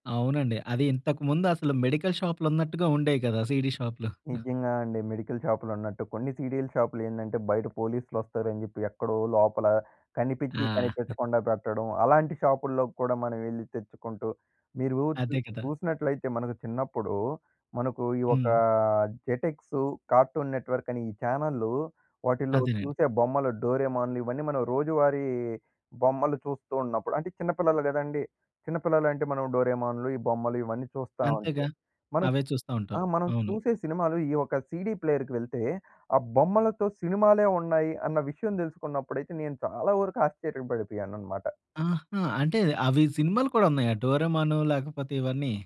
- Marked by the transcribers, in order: in English: "మెడికల్"; in English: "సీడీ"; chuckle; in English: "మెడికల్"; chuckle; in English: "సీడీ"; tapping
- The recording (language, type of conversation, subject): Telugu, podcast, వీడియో రెంటల్ షాపుల జ్ఞాపకాలు షేర్ చేయగలరా?